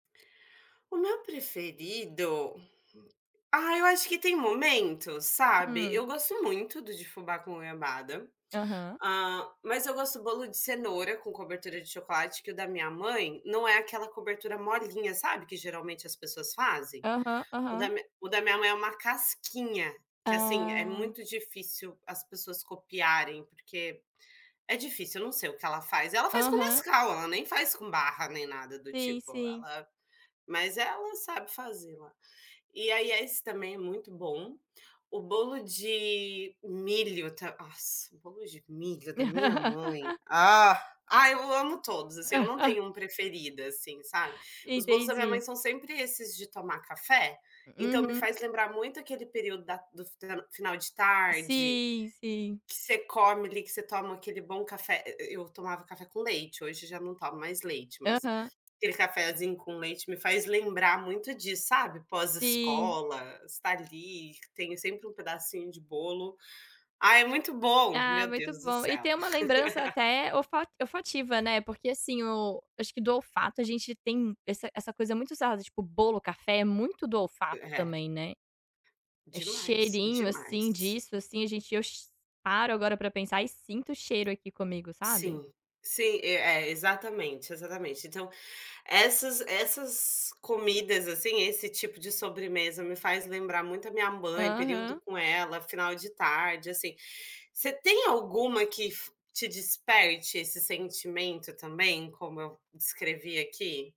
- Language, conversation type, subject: Portuguese, unstructured, Qual comida traz mais lembranças da sua infância?
- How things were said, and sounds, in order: put-on voice: "ah"; laugh; laugh; joyful: "ah é muito bom"; laugh; tapping